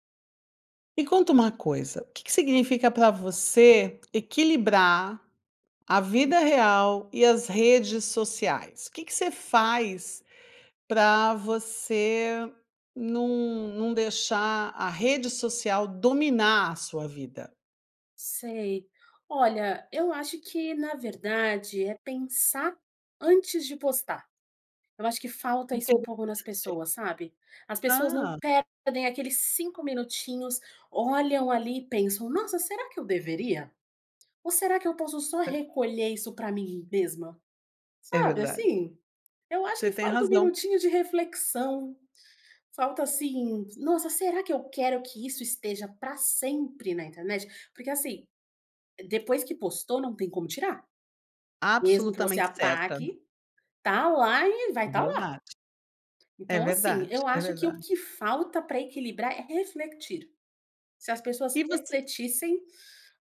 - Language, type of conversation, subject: Portuguese, podcast, Como você equilibra a vida offline e o uso das redes sociais?
- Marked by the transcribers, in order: unintelligible speech; tapping